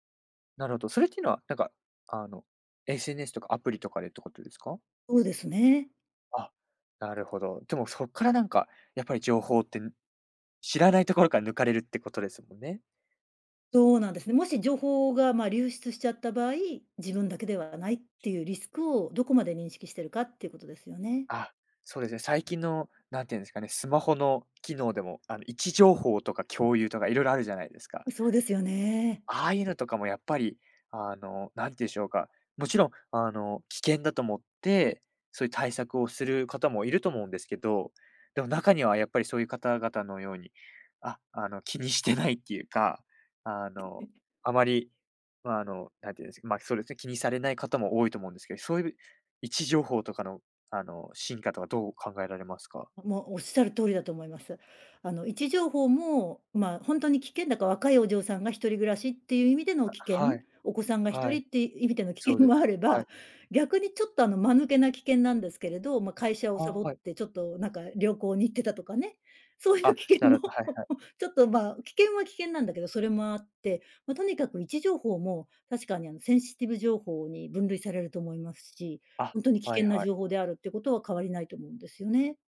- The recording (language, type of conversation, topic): Japanese, podcast, プライバシーと利便性は、どのように折り合いをつければよいですか？
- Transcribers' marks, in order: tapping; unintelligible speech; laughing while speaking: "危険もあれば"; laughing while speaking: "そういう危険も"; chuckle; in English: "センシティブ"